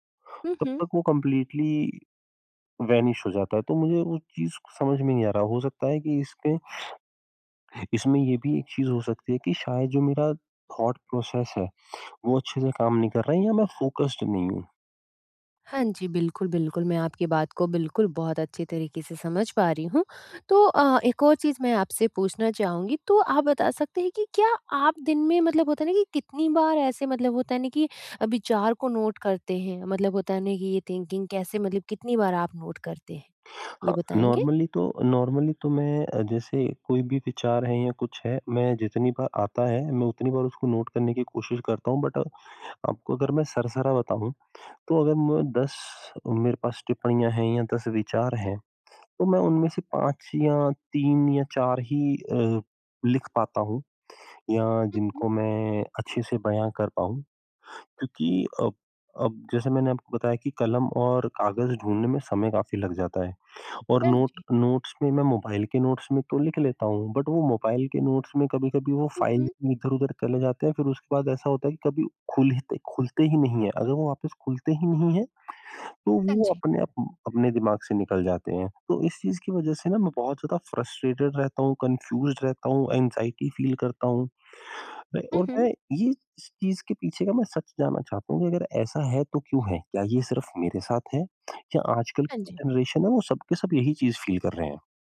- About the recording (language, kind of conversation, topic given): Hindi, advice, मैं अपनी रचनात्मक टिप्पणियाँ और विचार व्यवस्थित रूप से कैसे रख सकता/सकती हूँ?
- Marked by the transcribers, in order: in English: "कंप्लीटली वैनिश"; in English: "थॉट प्रोसेस"; in English: "फोकस्ड"; in English: "नोट"; in English: "थिंकिंग"; in English: "नोट"; in English: "नॉर्मली"; in English: "नॉर्मली"; in English: "बट"; in English: "नोट नोट्स"; in English: "नोट्स"; in English: "बट"; in English: "नोट्स"; in English: "फ्रस्ट्रेटेड"; in English: "कन्फ्यूज़्ड"; in English: "एंग्ज़ायटी फील"; in English: "जनरेशन"; in English: "फील"